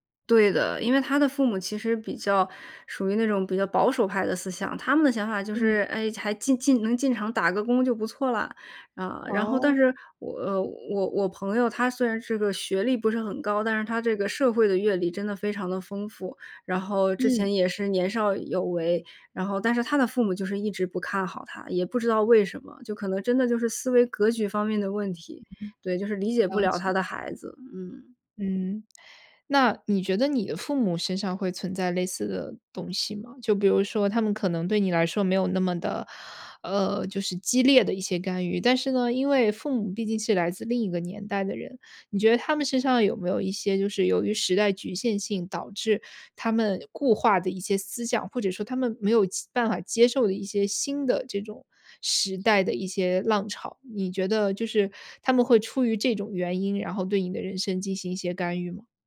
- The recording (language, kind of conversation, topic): Chinese, podcast, 当父母干预你的生活时，你会如何回应？
- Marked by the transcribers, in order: other noise; other background noise